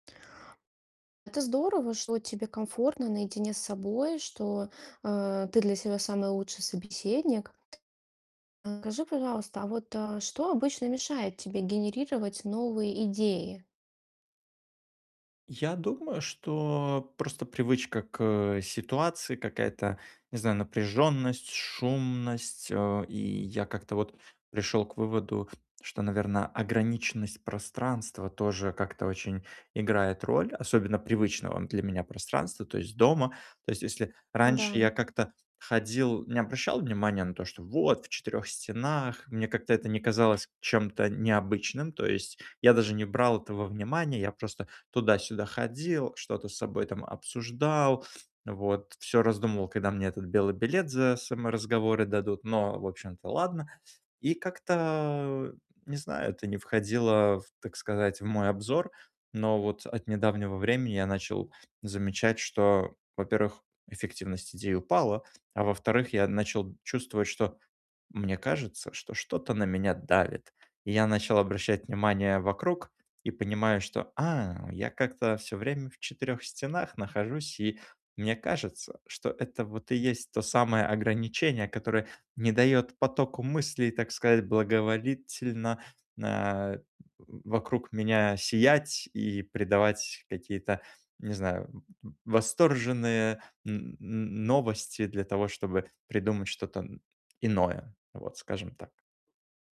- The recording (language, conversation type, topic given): Russian, advice, Как прогулки на природе могут помочь мне найти новые идеи?
- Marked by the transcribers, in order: distorted speech; tapping